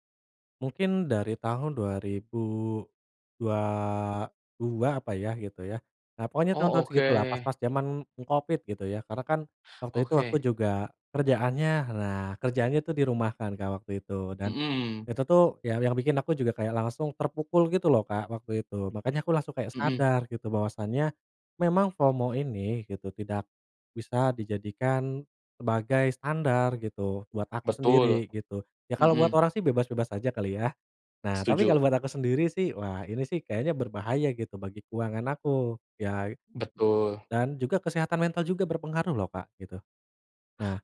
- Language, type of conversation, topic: Indonesian, podcast, Bagaimana cara kamu mengatasi rasa takut ketinggalan kabar saat tidak sempat mengikuti pembaruan dari teman-teman?
- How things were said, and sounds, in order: in English: "FOMO"; tapping